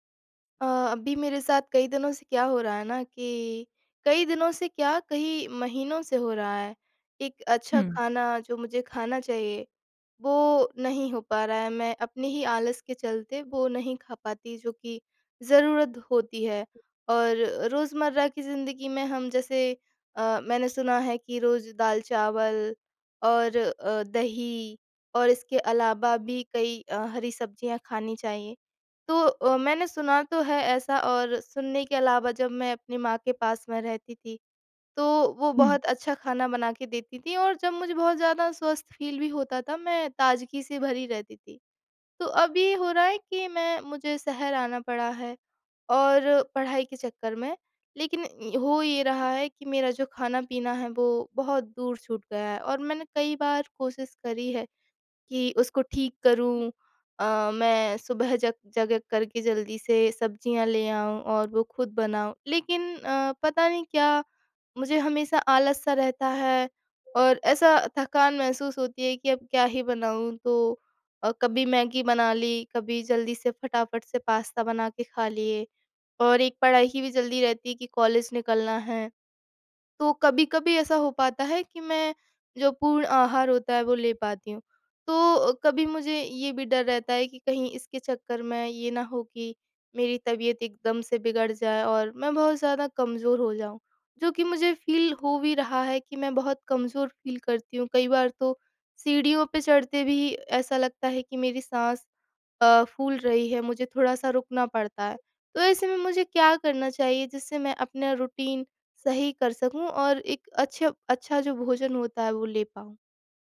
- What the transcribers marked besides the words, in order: tapping; in English: "फील"; other background noise; in English: "फील"; in English: "फील"; in English: "रूटीन"
- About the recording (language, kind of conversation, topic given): Hindi, advice, खाने के समय का रोज़ाना बिगड़ना